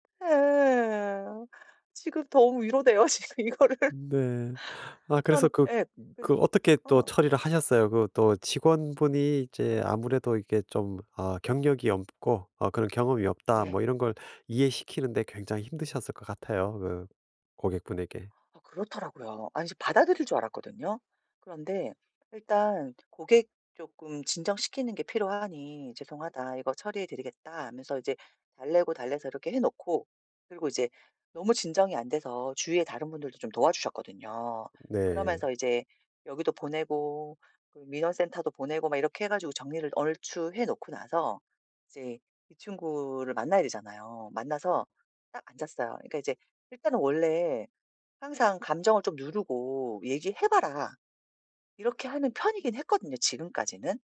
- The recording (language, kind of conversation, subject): Korean, advice, 감정을 더 잘 알아차리고 조절하려면 어떻게 하면 좋을까요?
- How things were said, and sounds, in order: other background noise; laughing while speaking: "지금 이거를"